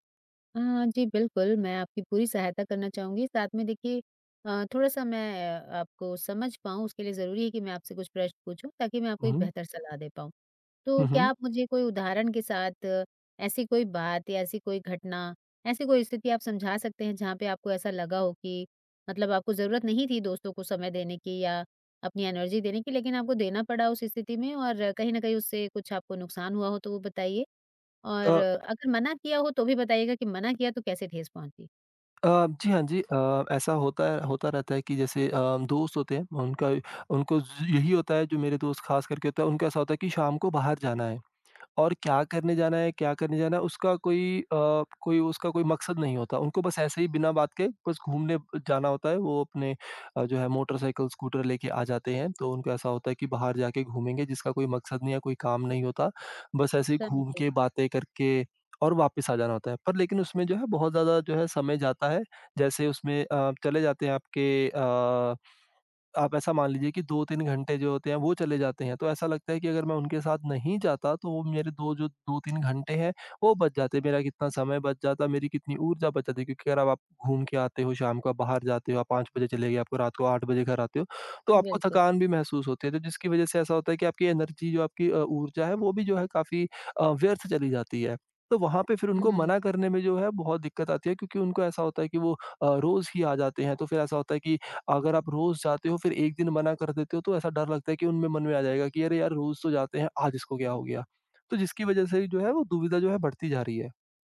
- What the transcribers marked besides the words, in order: in English: "एनर्जी"; unintelligible speech; in English: "एनर्जी"
- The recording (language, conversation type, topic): Hindi, advice, मैं अपने दोस्तों के साथ समय और ऊर्जा कैसे बचा सकता/सकती हूँ बिना उन्हें ठेस पहुँचाए?